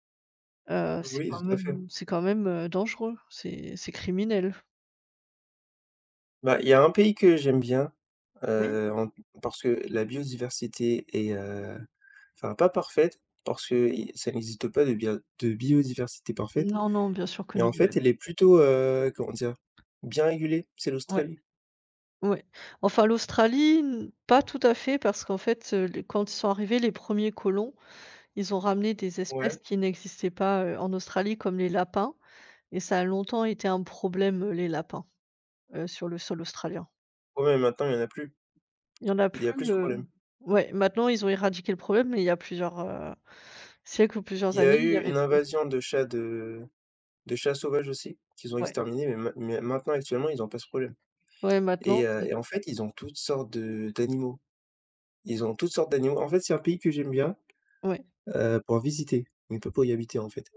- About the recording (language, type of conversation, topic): French, unstructured, Qu’est-ce qui vous met en colère face à la chasse illégale ?
- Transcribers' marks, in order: tapping; unintelligible speech